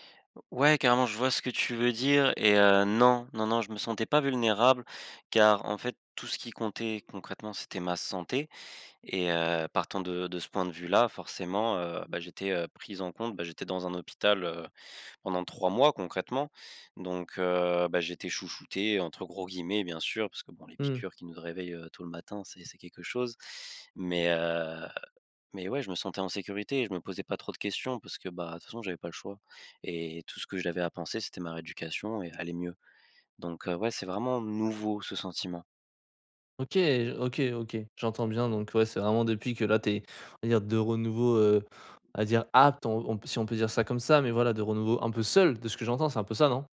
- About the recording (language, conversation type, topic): French, advice, Comment retrouver un sentiment de sécurité après un grand changement dans ma vie ?
- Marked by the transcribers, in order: stressed: "nouveau"; stressed: "apte"; tapping; stressed: "seul"